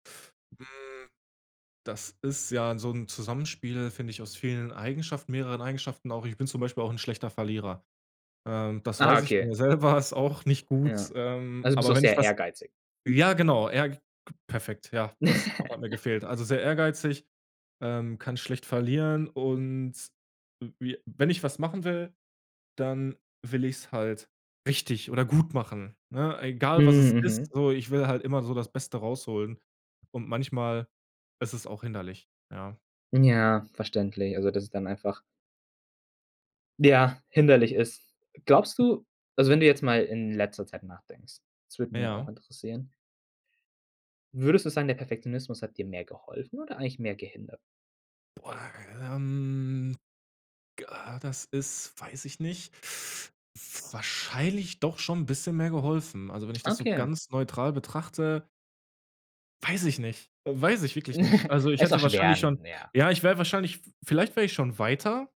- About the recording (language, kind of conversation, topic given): German, podcast, Welche Rolle spielen Perfektionismus und der Vergleich mit anderen bei Entscheidungen?
- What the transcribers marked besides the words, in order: tapping; laughing while speaking: "selber"; chuckle; other background noise; drawn out: "ähm"; chuckle